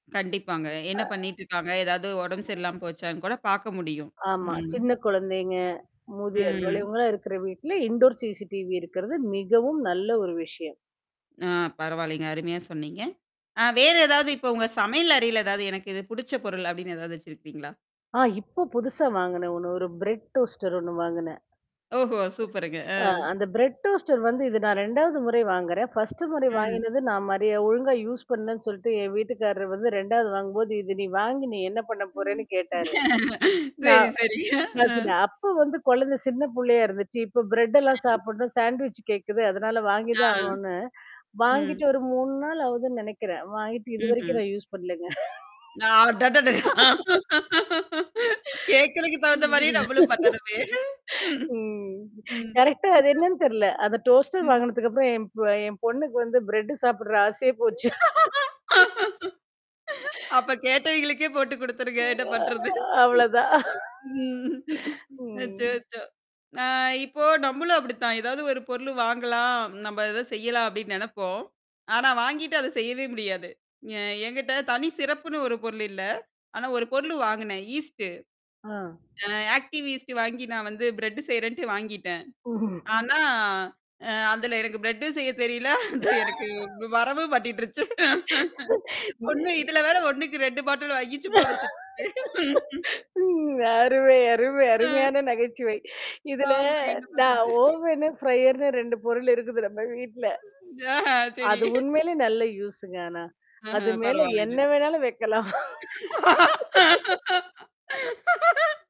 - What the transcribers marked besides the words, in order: static; distorted speech; other background noise; in English: "இன்டோர் சிசிடிவி"; unintelligible speech; in English: "பிரெட் டோஸ்டர்"; laughing while speaking: "ஓஹோ! சூப்பருங்க. அ"; in English: "பிரெட் டோஸ்டர்"; tapping; in English: "யூஸ்"; mechanical hum; laugh; laughing while speaking: "செரி, செரி. அ"; in English: "பிரெட்டெல்லாம்"; in English: "சாண்ட்விச்"; laugh; laughing while speaking: "கேட்கறக்கு தகுந்த மாரியே நம்மளும் பண்ணனுமே. ம்"; in English: "யூஸ்"; laugh; laughing while speaking: "ம். ம். கரெக்ட்டா அது என்னன்னு … சாப்படுற, ஆசையே போச்சு"; in English: "டோஸ்டர்"; in English: "பிரெட்"; laugh; laughing while speaking: "அப்ப கேட்டவங்களுக்கே போட்டு குடுத்துருங்க. என்ன … ஒரு பொருளு வாங்கலாம்"; laugh; drawn out: "அ"; laughing while speaking: "அவ்ளோதான்"; laugh; other noise; in English: "ஈஸ்ட்டு"; in English: "ஆக்டிவ் ஈஸ்ட்"; in English: "பிரட்"; laughing while speaking: "அதுல எனக்கு பிரட்டும் செய்ய தெரியல … வாங்கி சும்மா வெச்சுருக்கேன்"; in English: "பிரட்டும்"; laugh; laugh; laugh; laughing while speaking: "அ. ஆமாங்க என்ன பண்றது?"; laughing while speaking: "ஓவன்னு, ஃப்ரையர்னு ரெண்டு பொருள் இருக்குது நம்ம வீட்ல"; in English: "ஓவன்னு, ஃப்ரையர்னு"; laughing while speaking: "அ! சரி"; laugh; in English: "யூஸ்"; laughing while speaking: "அஹ, பரவால்லங்க"; laugh
- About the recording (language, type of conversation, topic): Tamil, podcast, உங்கள் வீட்டுக்கு தனிச்சிறப்பு தரும் ஒரு சின்னப் பொருள் எது?